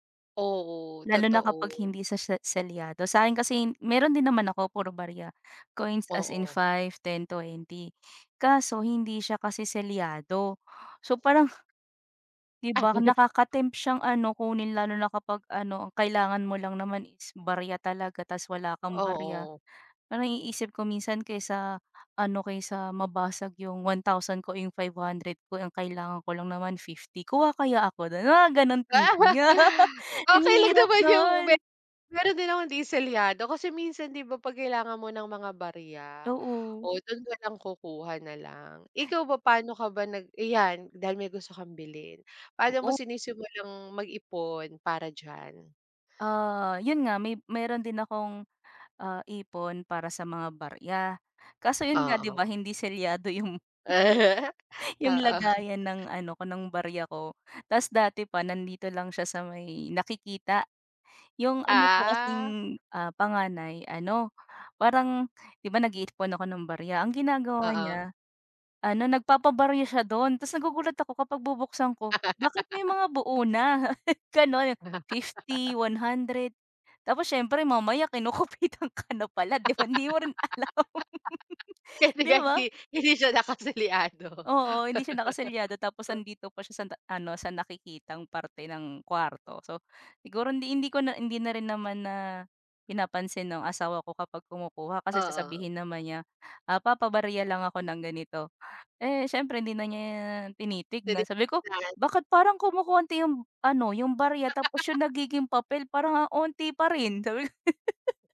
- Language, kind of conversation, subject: Filipino, unstructured, Paano ka nagsisimulang mag-ipon ng pera, at ano ang pinakaepektibong paraan para magbadyet?
- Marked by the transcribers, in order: chuckle; laugh; unintelligible speech; laugh; laughing while speaking: "yung"; laugh; tapping; chuckle; laughing while speaking: "Oo"; "nag-iipon" said as "nag-iitpon"; laugh; chuckle; laugh; laughing while speaking: "kinukupitan"; laugh; laughing while speaking: "alam"; laughing while speaking: "nakaselyado"; laugh; background speech; laugh; giggle